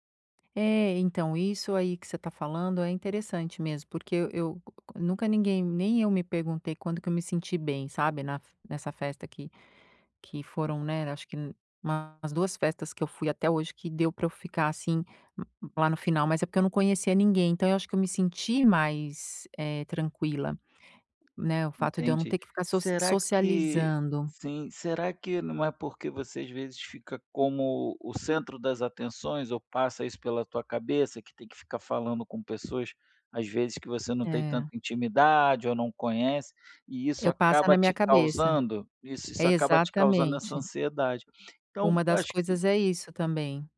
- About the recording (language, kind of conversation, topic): Portuguese, advice, Como posso lidar com a ansiedade antes e durante eventos sociais?
- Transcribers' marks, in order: tapping; other background noise